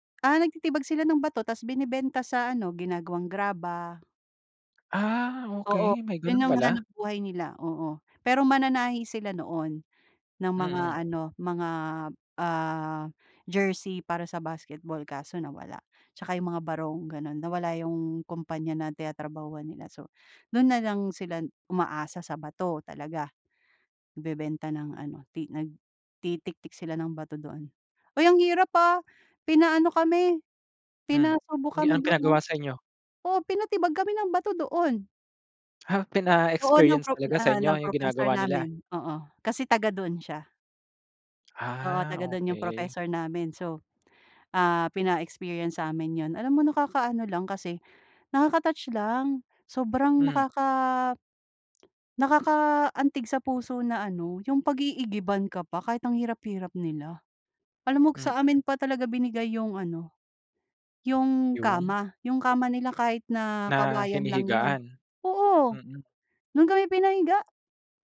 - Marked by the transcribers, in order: other noise; other background noise
- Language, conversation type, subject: Filipino, podcast, Ano ang pinaka-nakakagulat na kabutihang-loob na naranasan mo sa ibang lugar?